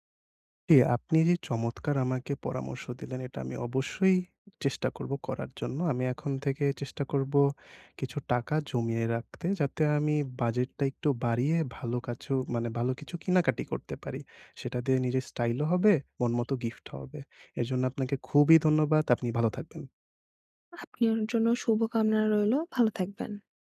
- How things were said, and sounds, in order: tapping; "কেনাকাটা" said as "কেনাকাটি"; other background noise; "আপনার" said as "আপ্নির"
- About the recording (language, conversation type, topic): Bengali, advice, বাজেটের মধ্যে কীভাবে স্টাইল গড়ে তুলতে পারি?